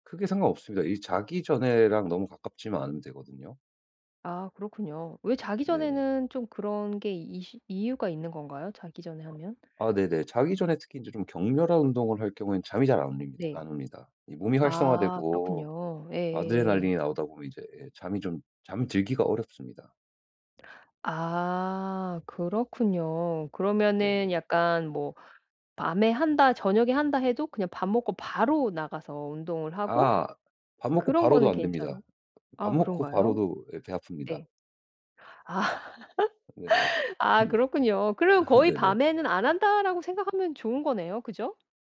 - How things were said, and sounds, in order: other background noise; laugh; laugh
- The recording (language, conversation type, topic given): Korean, advice, 매일 꾸준히 작은 습관을 만드는 방법은 무엇인가요?